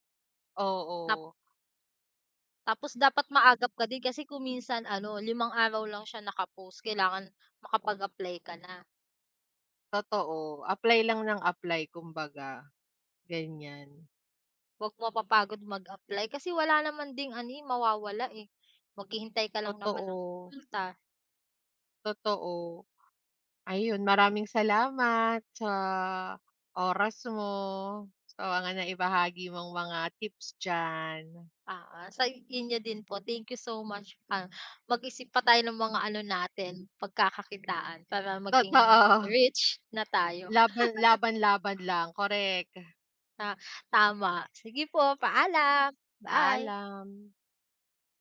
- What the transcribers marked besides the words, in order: other background noise; tapping; laughing while speaking: "Totoo"; chuckle
- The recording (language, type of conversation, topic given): Filipino, unstructured, Ano ang mga paborito mong paraan para kumita ng dagdag na pera?